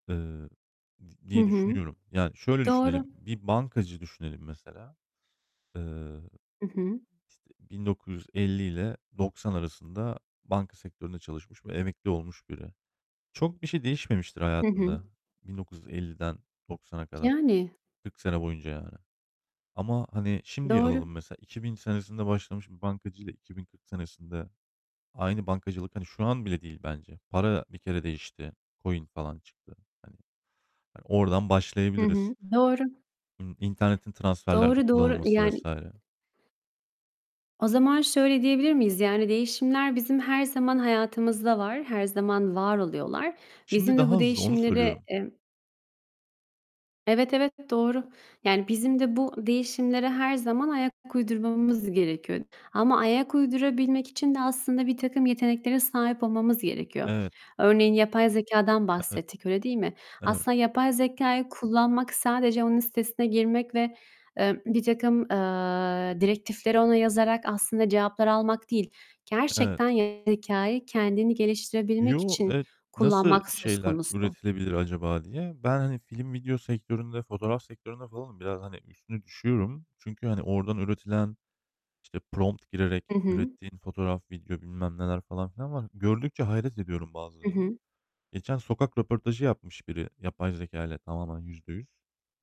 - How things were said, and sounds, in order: static; other background noise; tapping; in English: "Coin"; distorted speech; in English: "prompt"
- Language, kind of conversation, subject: Turkish, unstructured, Gelecekte hangi yeni yetenekleri öğrenmek istiyorsunuz?